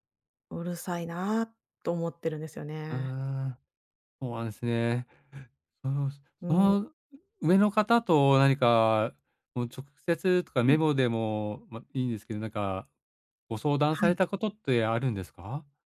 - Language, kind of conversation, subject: Japanese, advice, 隣人との習慣の違いに戸惑っていることを、どのように説明すればよいですか？
- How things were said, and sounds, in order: other noise; tapping